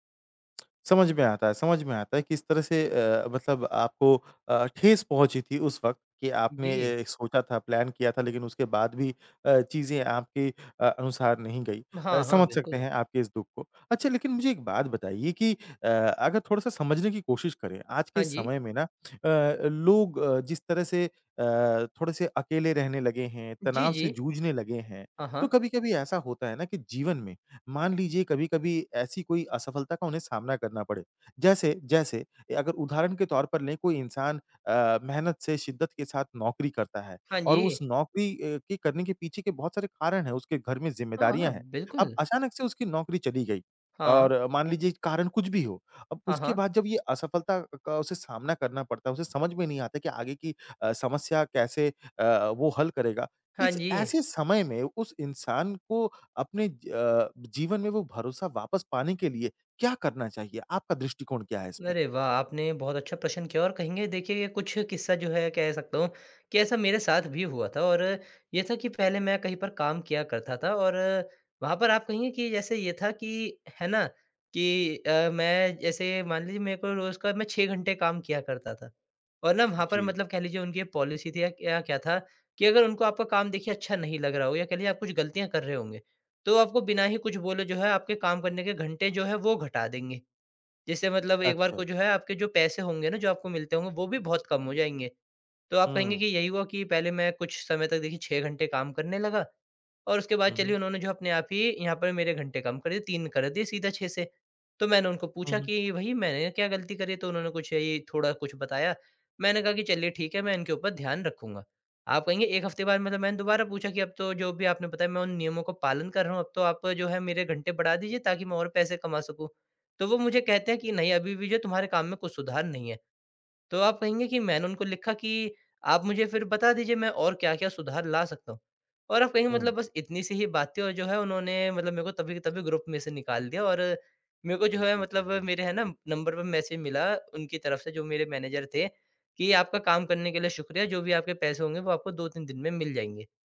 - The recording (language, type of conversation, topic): Hindi, podcast, असफलता के बाद आपने खुद पर भरोसा दोबारा कैसे पाया?
- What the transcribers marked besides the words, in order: in English: "प्लान"; in English: "पॉलिसी"; in English: "ग्रुप"; in English: "मैसेज"; in English: "मैनेजर"